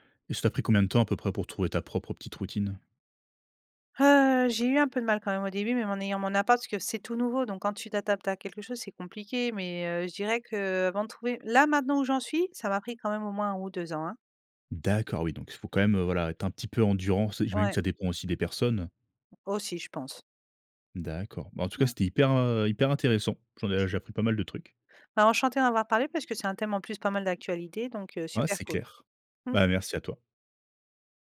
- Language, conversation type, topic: French, podcast, Quel impact le télétravail a-t-il eu sur ta routine ?
- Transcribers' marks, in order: other noise